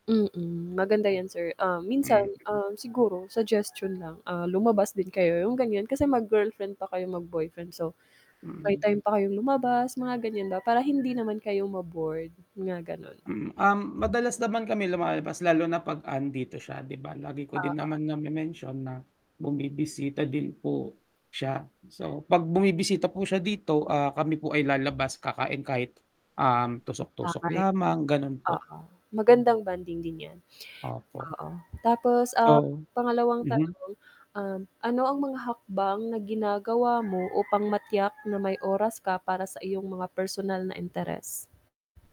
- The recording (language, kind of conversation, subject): Filipino, unstructured, Paano mo pinapahalagahan ang oras para sa sarili sa kabila ng mga responsibilidad sa relasyon?
- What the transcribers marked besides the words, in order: static; distorted speech; unintelligible speech; other animal sound